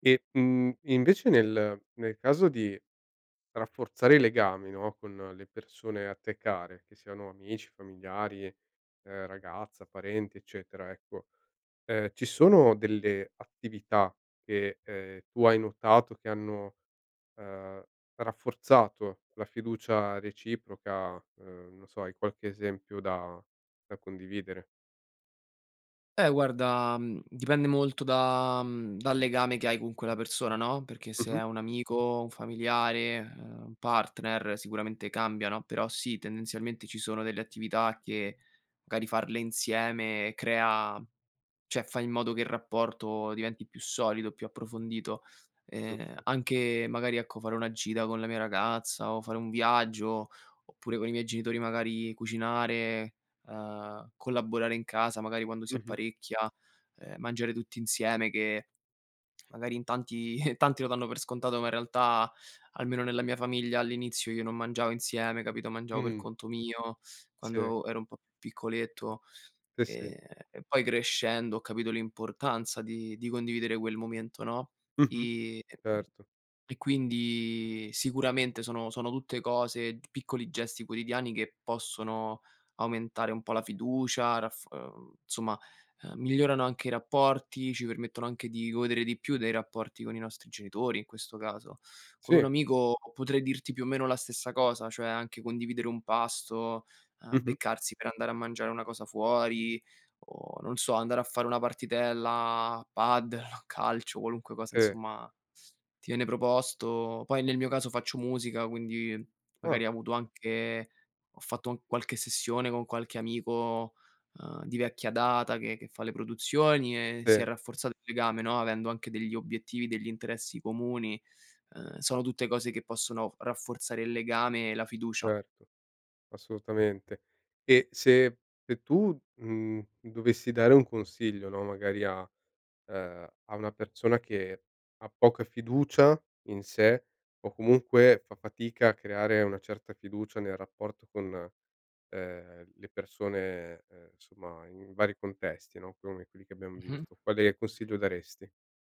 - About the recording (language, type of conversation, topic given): Italian, podcast, Quali piccoli gesti quotidiani aiutano a creare fiducia?
- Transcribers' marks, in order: other background noise; "magari" said as "gari"; "cioè" said as "ceh"; chuckle; "insomma" said as "nzomma"; laughing while speaking: "a padel"; "insomma" said as "nsomma"